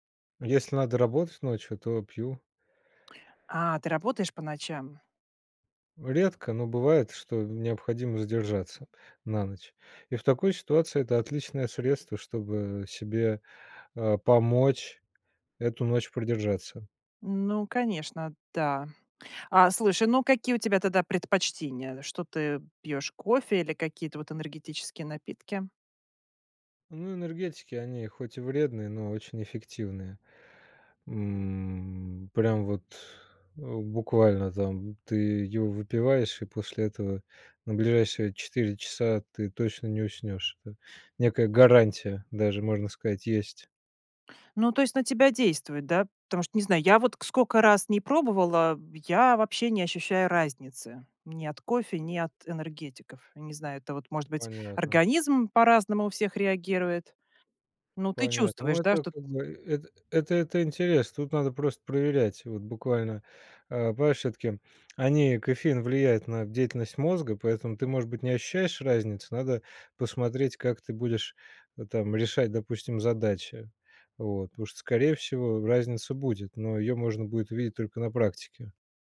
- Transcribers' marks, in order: tapping; other background noise; lip smack
- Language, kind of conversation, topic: Russian, podcast, Какие напитки помогают или мешают тебе спать?